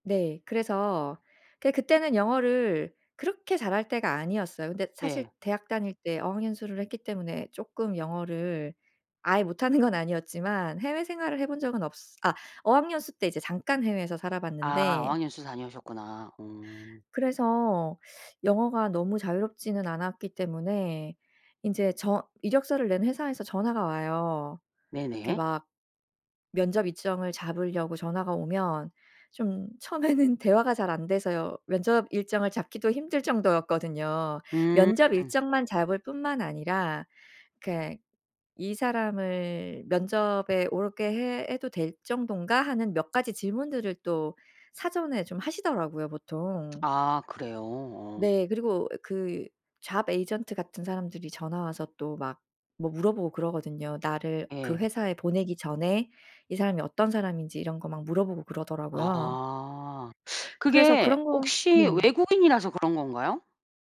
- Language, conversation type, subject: Korean, podcast, 인생을 바꾼 작은 결정이 있다면 무엇이었나요?
- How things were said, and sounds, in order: laughing while speaking: "못하는"; other background noise; teeth sucking; laughing while speaking: "처음에는"; "오게" said as "올게"; tapping; in English: "잡 에이전트"; teeth sucking